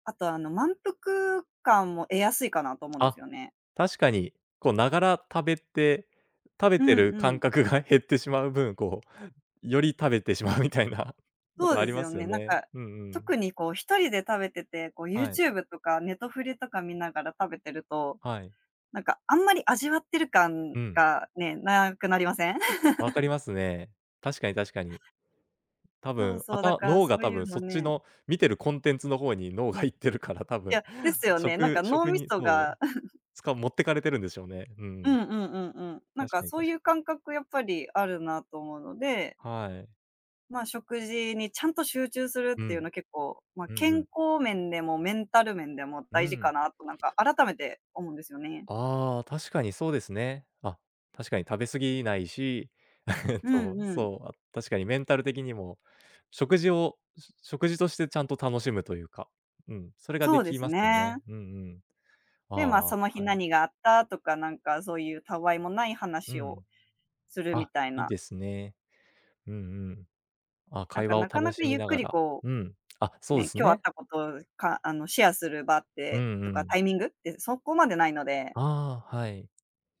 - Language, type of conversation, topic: Japanese, podcast, 食卓の雰囲気づくりで、特に何を大切にしていますか？
- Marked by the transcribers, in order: laughing while speaking: "感覚が減ってしまう分、こう、より食べてしまうみたいな"; laugh; laughing while speaking: "脳が行ってるから、多分"; chuckle; other background noise; chuckle